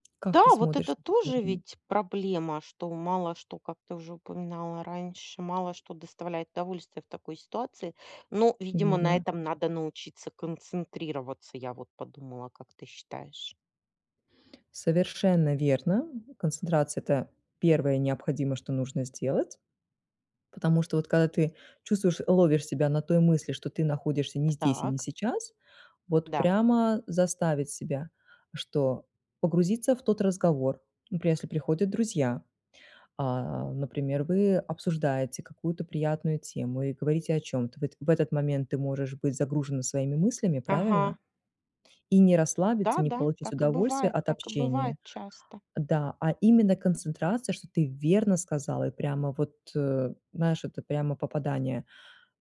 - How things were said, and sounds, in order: tapping
- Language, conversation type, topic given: Russian, advice, Как справиться со страхом перед неизвестным и неопределённостью?